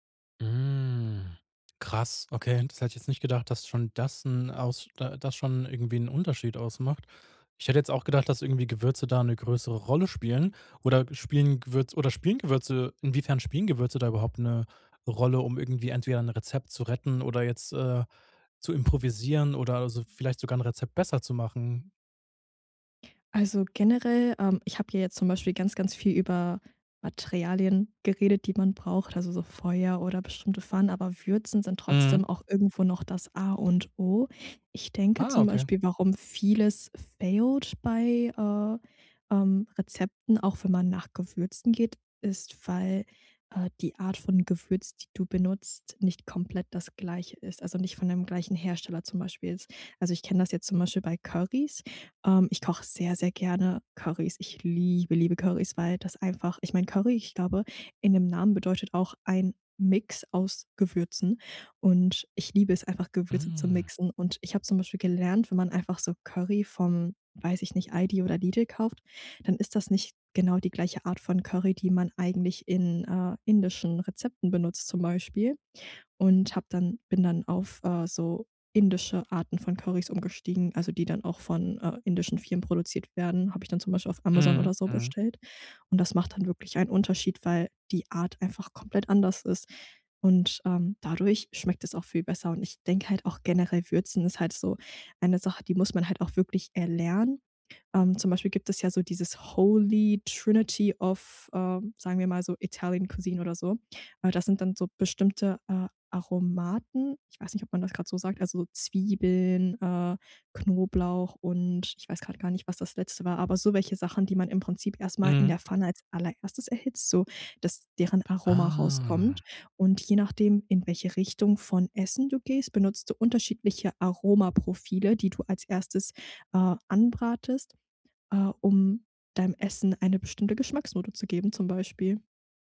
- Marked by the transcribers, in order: stressed: "vieles"; put-on voice: "failed"; in English: "failed"; stressed: "liebe"; in English: "Holy Trinity of"; in English: "Italian cuisine"; drawn out: "Ah"; "anbrätst" said as "anbratest"
- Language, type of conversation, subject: German, podcast, Wie würzt du, ohne nach Rezept zu kochen?